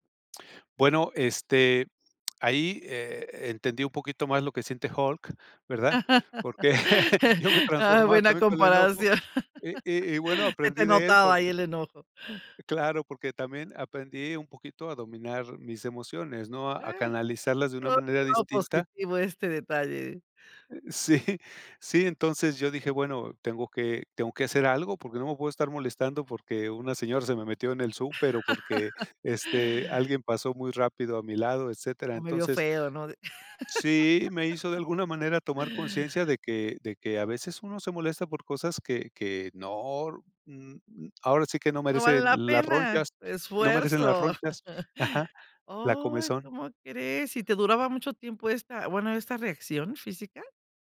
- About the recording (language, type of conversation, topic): Spanish, podcast, ¿Cómo decides qué hábito merece tu tiempo y esfuerzo?
- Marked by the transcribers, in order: other noise; laughing while speaking: "Buena comparación"; laugh; chuckle; laugh; laugh; chuckle; tapping